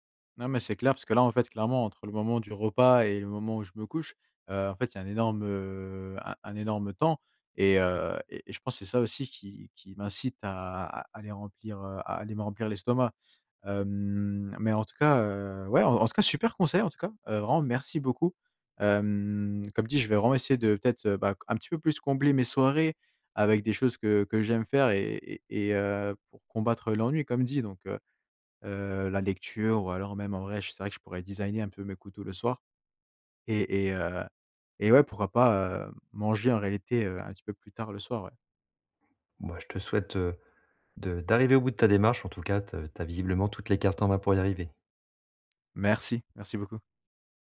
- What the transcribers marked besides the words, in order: tapping
- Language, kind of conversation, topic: French, advice, Comment arrêter de manger tard le soir malgré ma volonté d’arrêter ?